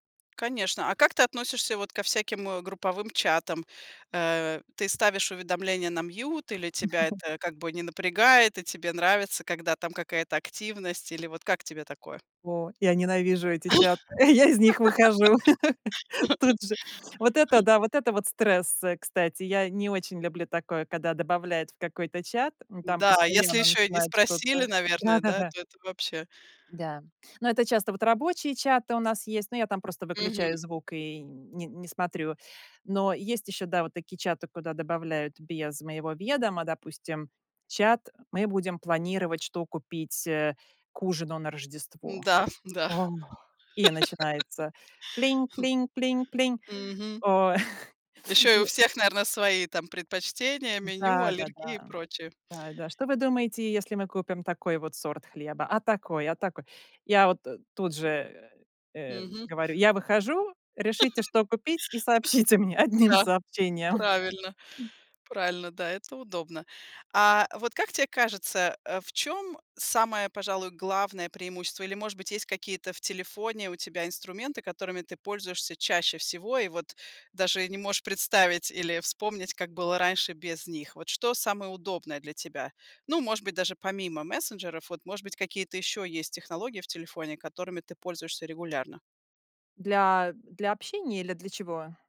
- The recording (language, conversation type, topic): Russian, podcast, Как технологии изменили наше общение с родными и друзьями?
- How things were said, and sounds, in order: tapping; in English: "mute"; laugh; laugh; laughing while speaking: "я из них выхожу"; laugh; other noise; put-on voice: "Плинь, плинь, плинь, плинь"; other background noise; laugh; laughing while speaking: "и сообщите мне"